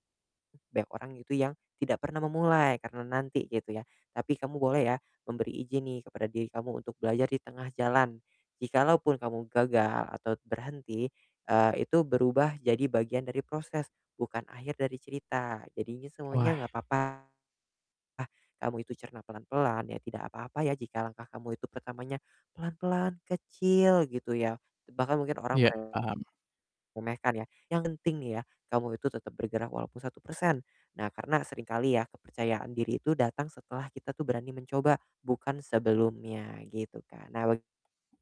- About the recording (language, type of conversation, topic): Indonesian, advice, Bagaimana cara menghadapi rasa takut gagal sebelum memulai proyek?
- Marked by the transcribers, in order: other background noise; distorted speech